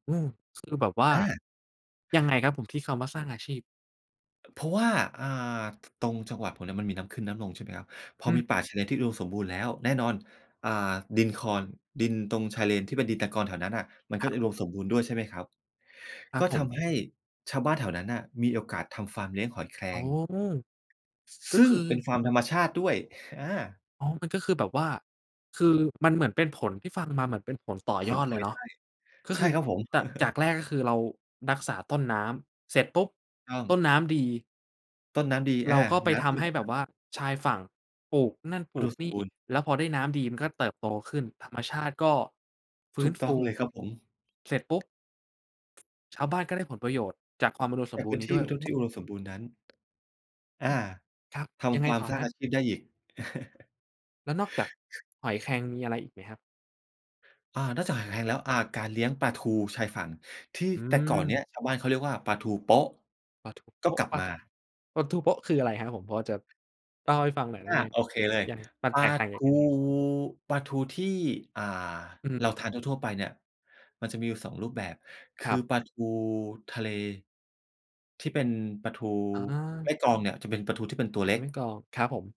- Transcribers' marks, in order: other noise; chuckle; laughing while speaking: "ถูกต้อง"; other background noise; chuckle; tapping
- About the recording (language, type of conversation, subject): Thai, podcast, ถ้าพูดถึงการอนุรักษ์ทะเล เราควรเริ่มจากอะไร?